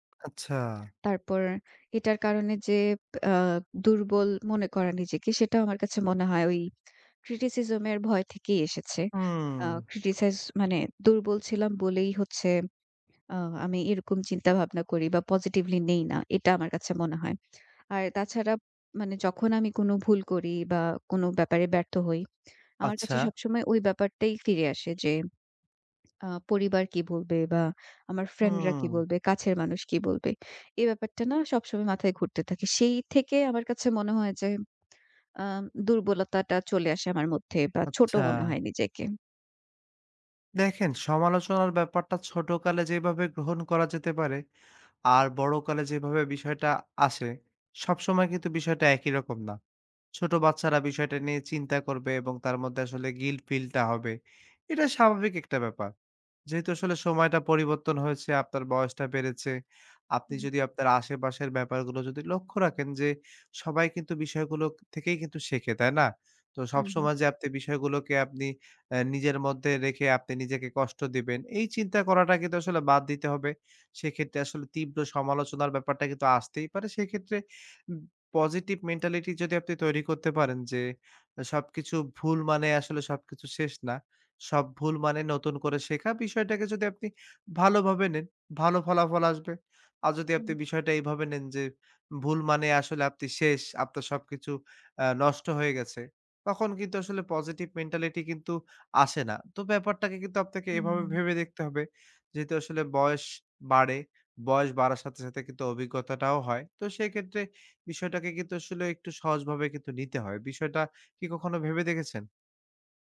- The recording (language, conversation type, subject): Bengali, advice, জনসমক্ষে ভুল করার পর তীব্র সমালোচনা সহ্য করে কীভাবে মানসিক শান্তি ফিরিয়ে আনতে পারি?
- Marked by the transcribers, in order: tapping; lip smack; other background noise